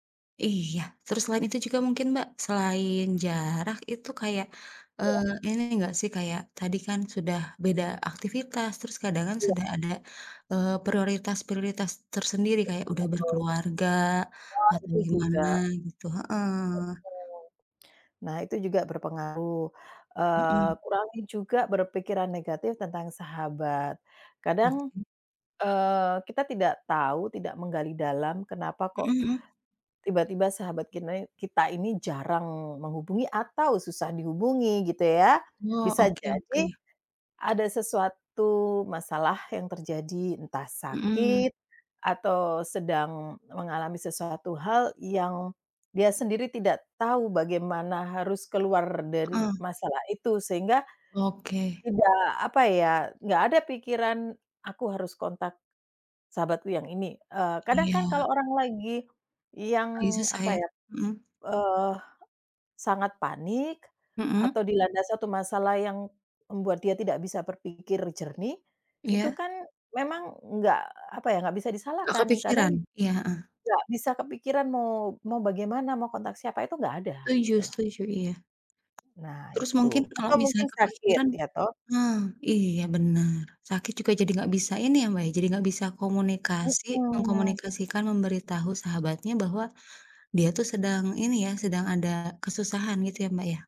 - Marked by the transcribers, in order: tapping; other background noise
- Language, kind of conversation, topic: Indonesian, unstructured, Apa yang membuat sebuah persahabatan bertahan lama?